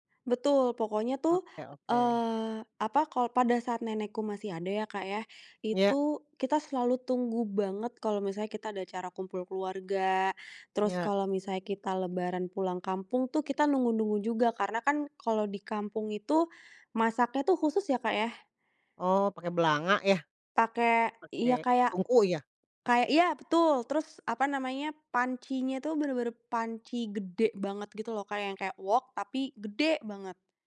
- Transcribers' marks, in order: none
- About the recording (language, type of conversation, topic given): Indonesian, podcast, Bagaimana keluarga kalian menjaga dan mewariskan resep masakan turun-temurun?